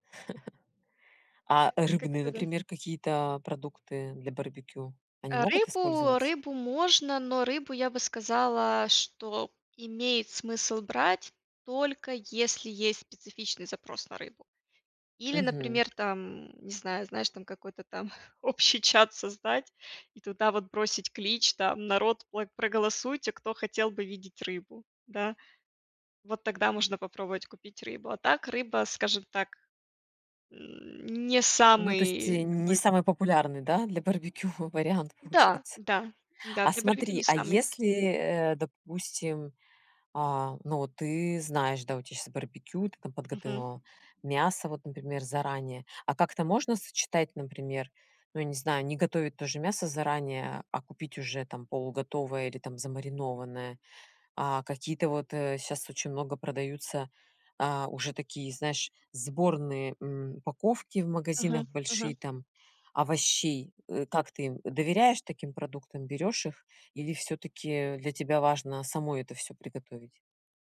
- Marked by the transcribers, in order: laugh; laughing while speaking: "для барбекю вариант, получается"
- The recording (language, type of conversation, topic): Russian, podcast, Как не уставать, когда нужно много готовить для гостей?
- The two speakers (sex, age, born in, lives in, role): female, 35-39, Ukraine, United States, guest; female, 40-44, Russia, United States, host